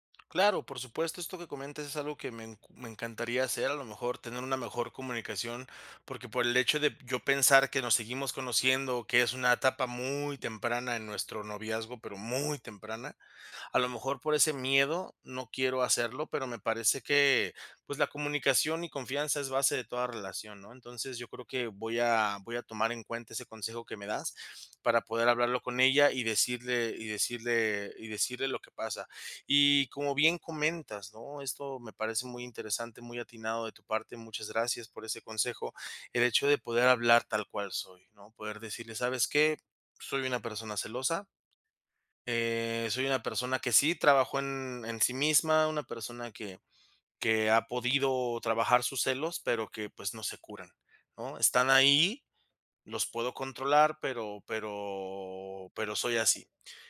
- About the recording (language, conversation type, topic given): Spanish, advice, ¿Qué tipo de celos sientes por las interacciones en redes sociales?
- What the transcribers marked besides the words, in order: stressed: "muy"